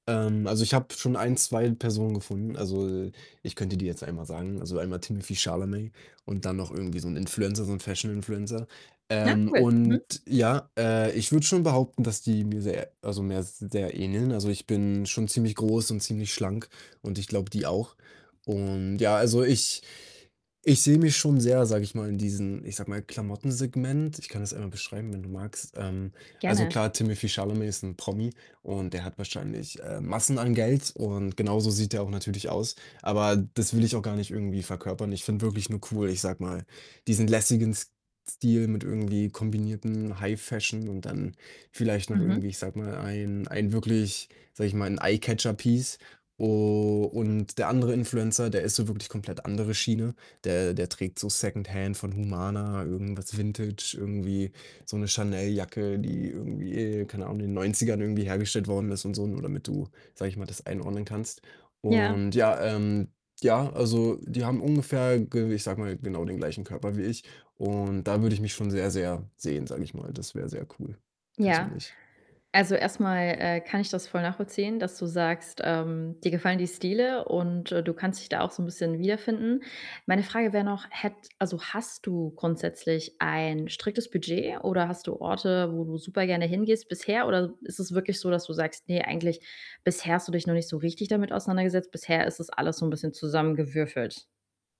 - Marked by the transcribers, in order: distorted speech; other background noise; static; in English: "Eye-Catcher-Piece"; drawn out: "U"; stressed: "hast"
- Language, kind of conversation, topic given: German, advice, Wie finde ich meinen eigenen Stil, ohne mich bei der Kleiderauswahl unsicher zu fühlen?